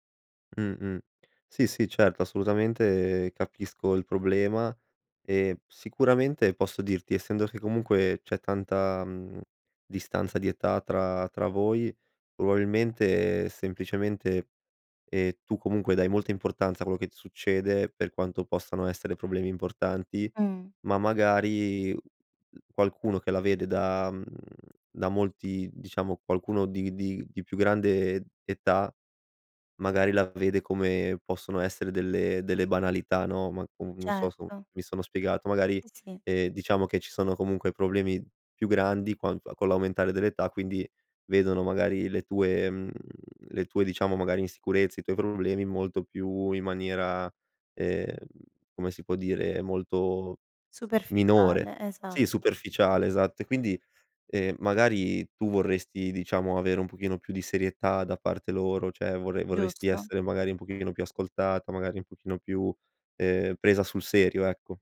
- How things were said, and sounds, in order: "Cioè" said as "ceh"
- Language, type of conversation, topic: Italian, advice, Come ti senti quando ti ignorano durante le discussioni in famiglia?
- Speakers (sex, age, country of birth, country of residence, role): female, 30-34, Italy, Italy, user; male, 25-29, Italy, Italy, advisor